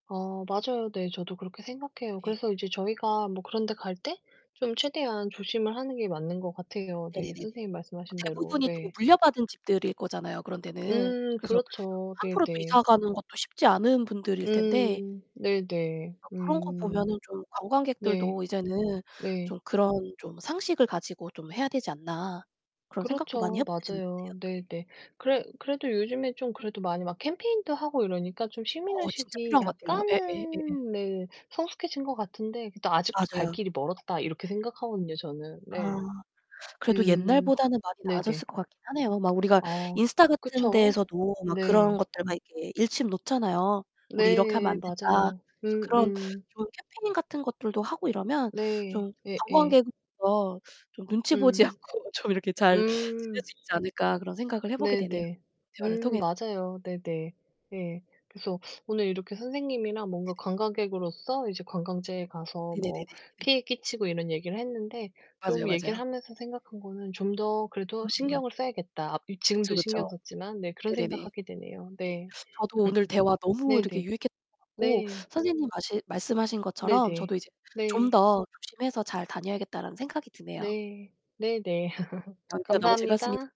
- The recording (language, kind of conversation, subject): Korean, unstructured, 관광객으로 여행하면서 죄책감 같은 감정을 느낀 적이 있나요?
- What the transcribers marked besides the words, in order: distorted speech; other background noise; laughing while speaking: "않고"; laugh; background speech; laugh